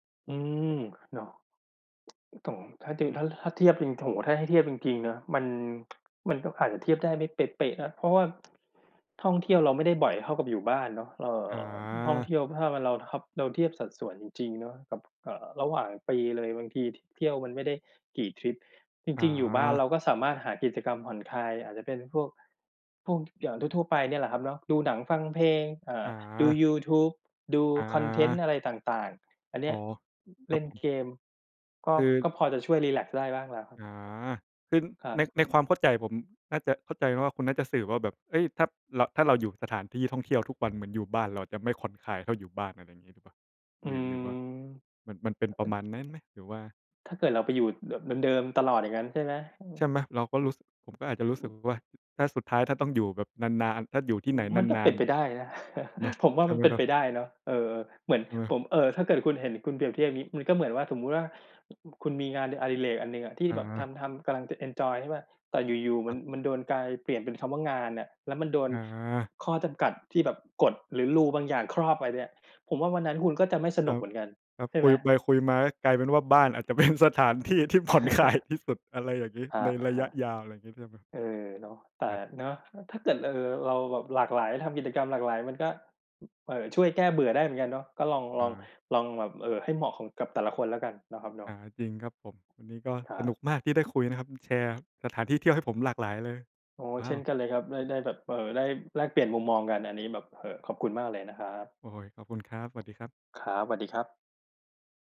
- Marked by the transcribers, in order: other background noise; other noise; chuckle; tapping; in English: "Rule"; laughing while speaking: "เป็น"; laughing while speaking: "ผ่อนคลาย"; chuckle
- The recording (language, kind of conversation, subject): Thai, unstructured, สถานที่ที่ทำให้คุณรู้สึกผ่อนคลายที่สุดคือที่ไหน?